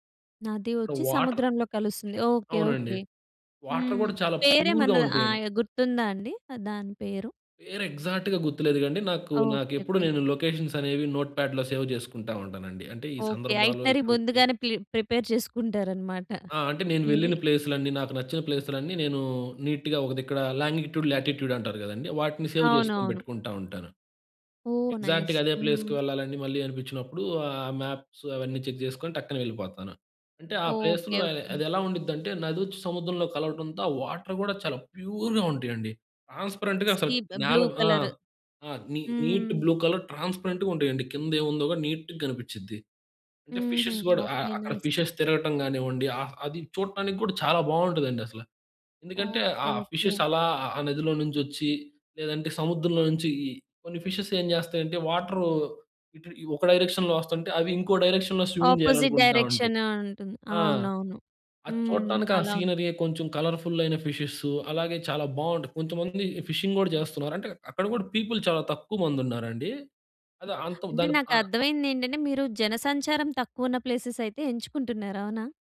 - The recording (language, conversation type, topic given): Telugu, podcast, మీకు నెమ్మదిగా కూర్చొని చూడడానికి ఇష్టమైన ప్రకృతి స్థలం ఏది?
- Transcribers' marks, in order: in English: "వాటర్"; other background noise; in English: "వాటర్"; in English: "ప్యూర్‌గా"; in English: "ఎగ్జాక్ట్‌గా"; in English: "లొకేషన్స్"; in English: "నోట్‌ప్యాడ్‌లో సేవ్"; in English: "ఐటినరీ"; unintelligible speech; in English: "ప్రిపేర్"; in English: "నీట్‌గా"; in English: "లాంగిట్యూడ్, లాటిట్యూడ్"; in English: "సేవ్"; in English: "నైస్"; in English: "ఎగ్జాక్ట్‌గా"; in English: "ప్లేస్‌కు"; in English: "మాప్స్"; in English: "చెక్"; in English: "ప్లేస్‌లో"; in English: "వాటర్"; in English: "ప్యూర్‌గా"; stressed: "ప్యూర్‌గా"; in English: "బ్ బ్లూ కలర్"; in English: "ట్రాన్స్‌పరెంట్‌గా"; in English: "నీ నీట్ బ్లూ కలర్ ట్రాన్స్‌పరెంట్‌గా"; in English: "నీట్‌గా"; stressed: "నీట్‌గా"; in English: "నైస్"; in English: "ఫిషెస్"; in English: "ఫిషెస్"; in English: "ఫిషెస్"; in English: "ఫిషెస్"; in English: "డైరెక్షన్‌లో"; in English: "ఆపోజిట్ డైరెక్షన్"; in English: "డైరెక్షన్‌లో స్విమ్మింగ్"; in English: "సీనరీ"; in English: "కలర్‌ఫుల్"; in English: "ఫిషెస్"; in English: "ఫిషింగ్"; in English: "పీపుల్"; in English: "ప్లేసెస్"